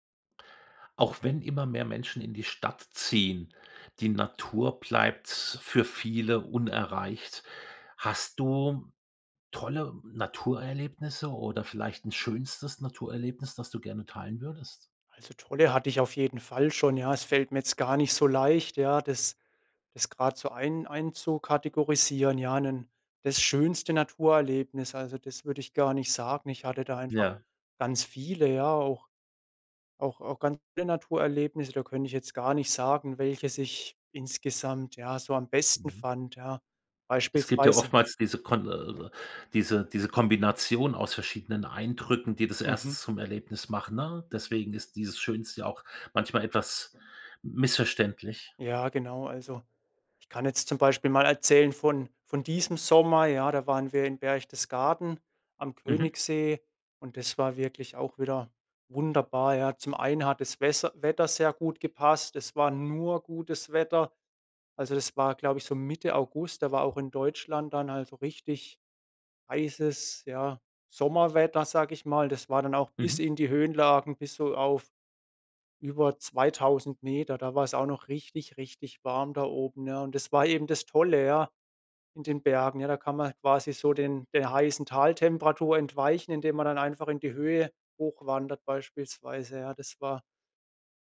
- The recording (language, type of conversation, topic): German, podcast, Erzählst du mir von deinem schönsten Naturerlebnis?
- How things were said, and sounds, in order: other background noise; stressed: "nur"